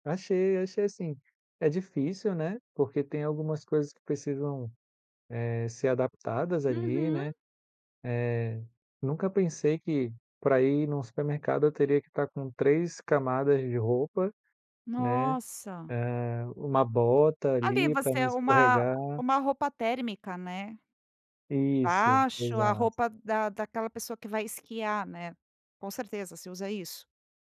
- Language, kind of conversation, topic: Portuguese, podcast, O que te fascina em viajar e conhecer outras culturas?
- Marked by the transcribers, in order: none